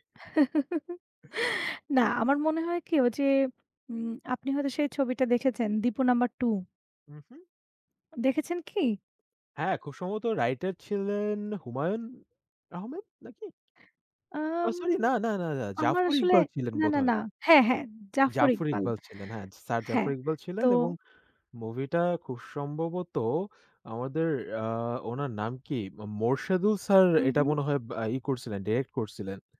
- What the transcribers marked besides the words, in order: chuckle; drawn out: "ছিলেন"
- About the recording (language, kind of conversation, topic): Bengali, unstructured, স্কুল জীবনের কোন ঘটনা আজও আপনার মুখে হাসি ফোটায়?